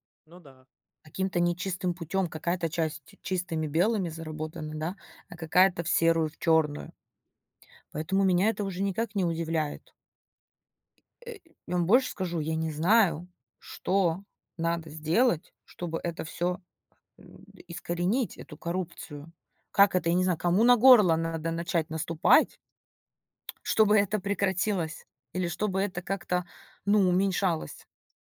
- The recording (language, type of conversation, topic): Russian, unstructured, Как вы думаете, почему коррупция так часто обсуждается в СМИ?
- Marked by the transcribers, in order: other background noise; tapping